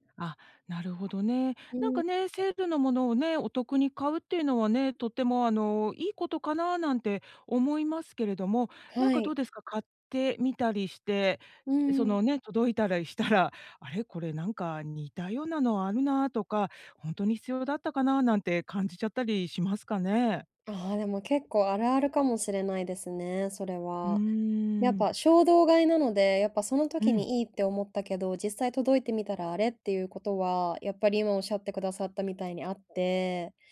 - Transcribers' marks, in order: none
- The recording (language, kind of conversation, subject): Japanese, advice, 衝動買いを抑えるために、日常でできる工夫は何ですか？